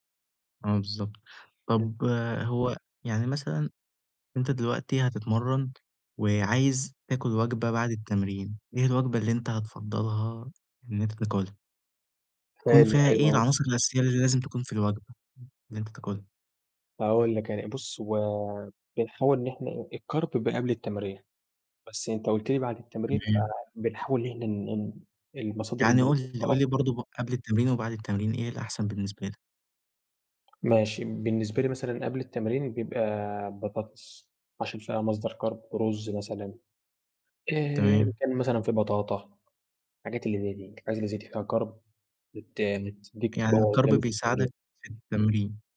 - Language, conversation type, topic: Arabic, podcast, إزاي تحافظ على نشاطك البدني من غير ما تروح الجيم؟
- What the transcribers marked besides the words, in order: tapping; in English: "الcarb"; in English: "carb"; in English: "carb"; in English: "power"; in English: "الcarb"